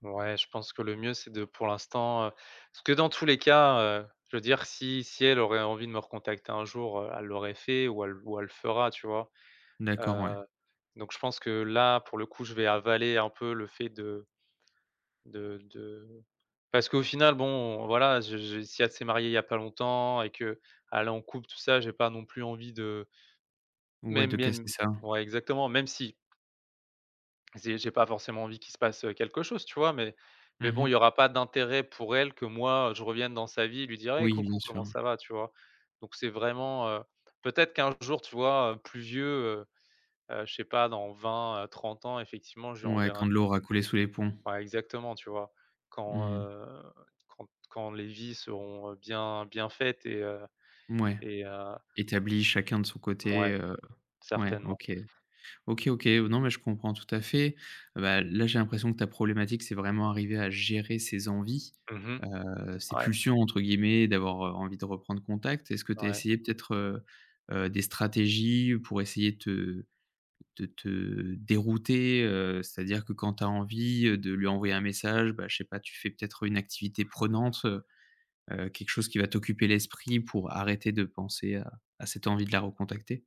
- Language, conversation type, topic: French, advice, Pourquoi est-il si difficile de couper les ponts sur les réseaux sociaux ?
- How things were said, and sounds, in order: other background noise; other noise; tapping